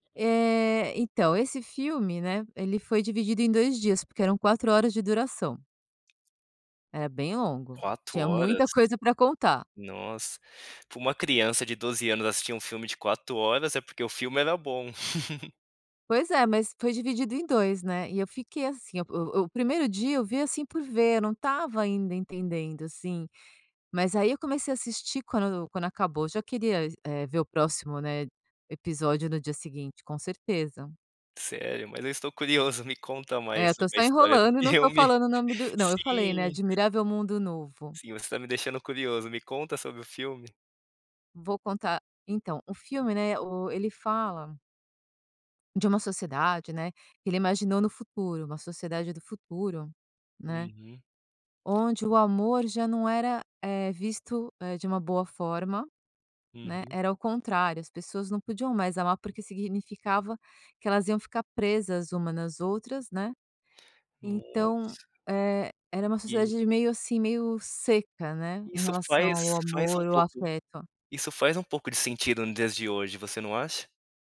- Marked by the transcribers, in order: other background noise; tapping; chuckle; laughing while speaking: "filme"; laugh
- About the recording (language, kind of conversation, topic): Portuguese, podcast, Que filme marcou a sua adolescência?